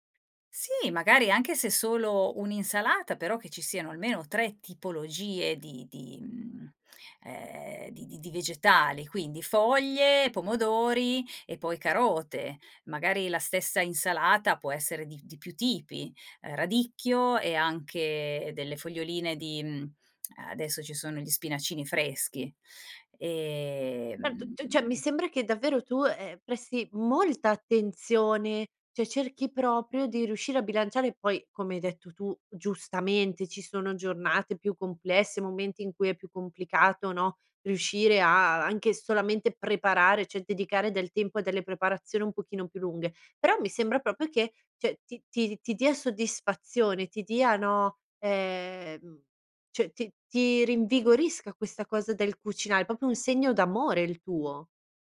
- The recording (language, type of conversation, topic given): Italian, podcast, Cosa significa per te nutrire gli altri a tavola?
- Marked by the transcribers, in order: other background noise; "cioè" said as "ceh"; stressed: "molta"; "cioè" said as "ceh"; "cioè" said as "ceh"; "cioè" said as "ceh"; "cioè" said as "ceh"; "proprio" said as "popio"